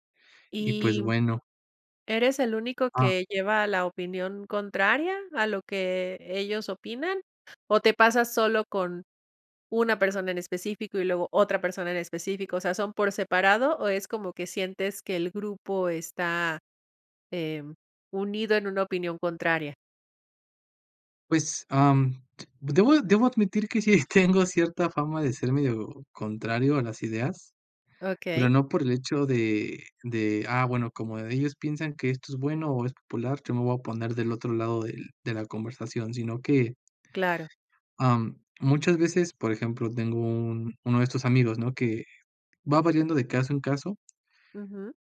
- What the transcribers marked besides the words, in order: other noise; laughing while speaking: "sí"
- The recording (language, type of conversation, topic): Spanish, advice, ¿Cómo te sientes cuando temes compartir opiniones auténticas por miedo al rechazo social?